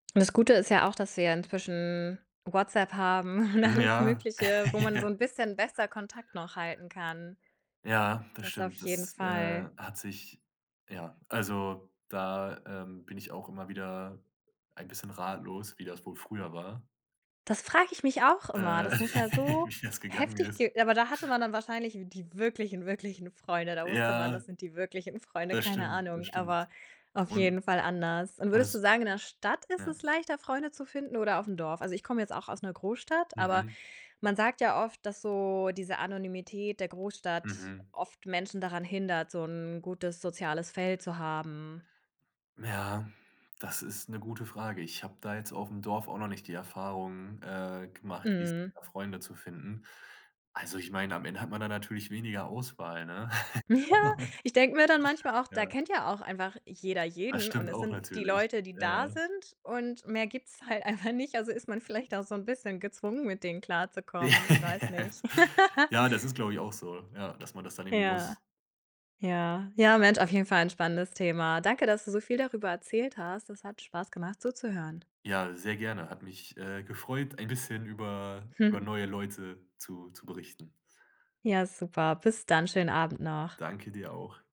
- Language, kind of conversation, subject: German, podcast, Wie kannst du ganz leicht neue Leute kennenlernen?
- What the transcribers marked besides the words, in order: laughing while speaking: "und alles"; laugh; other background noise; tapping; laugh; laughing while speaking: "Hm, ja"; chuckle; unintelligible speech; laughing while speaking: "einfach nicht"; laugh; chuckle